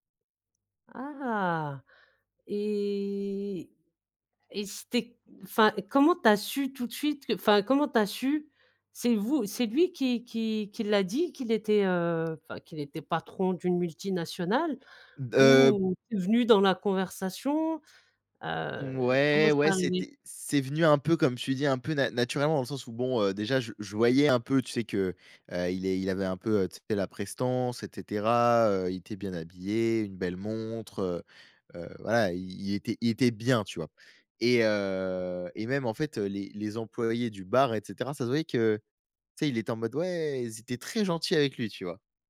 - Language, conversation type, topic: French, podcast, Quelle a été ta plus belle rencontre en voyage ?
- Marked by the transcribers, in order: tapping; stressed: "bien"